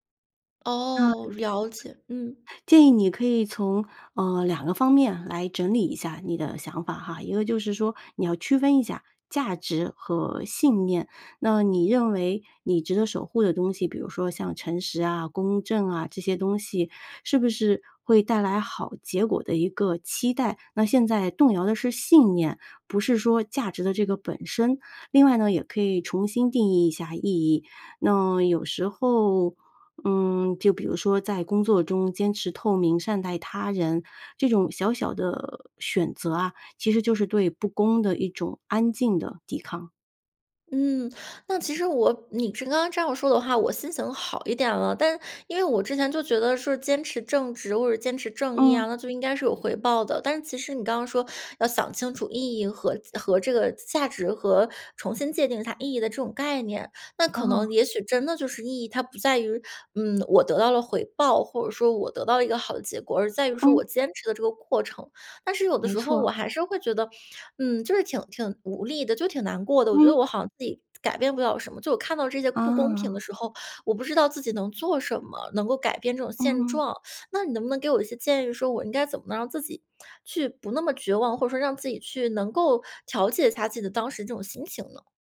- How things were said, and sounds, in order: other background noise; tapping; teeth sucking
- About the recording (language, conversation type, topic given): Chinese, advice, 当你目睹不公之后，是如何开始怀疑自己的价值观与人生意义的？
- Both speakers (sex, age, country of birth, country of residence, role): female, 30-34, China, Ireland, user; female, 40-44, China, Spain, advisor